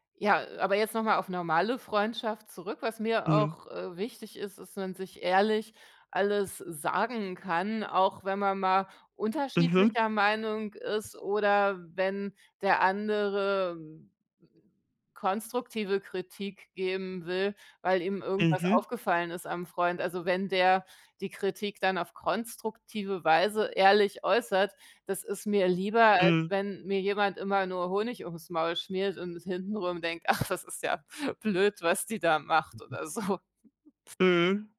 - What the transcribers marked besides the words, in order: other background noise; other noise; laughing while speaking: "Ach, das ist ja blöd, was die da macht, oder so"
- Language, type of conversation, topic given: German, unstructured, Was macht eine Freundschaft langfristig stark?